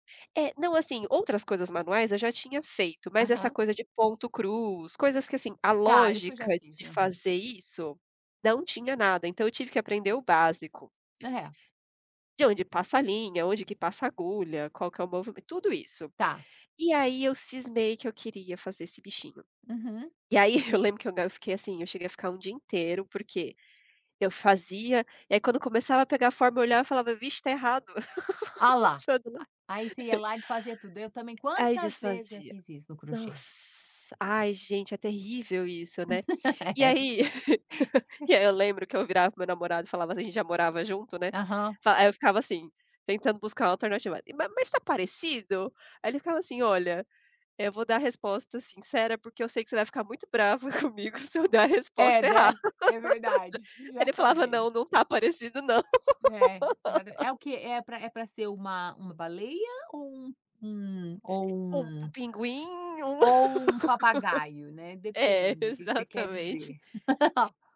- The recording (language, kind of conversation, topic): Portuguese, unstructured, Como enfrentar momentos de fracasso sem desistir?
- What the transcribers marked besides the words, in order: tapping; chuckle; laugh; unintelligible speech; drawn out: "Nossa"; laugh; laughing while speaking: "É"; laughing while speaking: "comigo se eu dar a resposta errada"; laugh; laugh; other background noise; laugh; laugh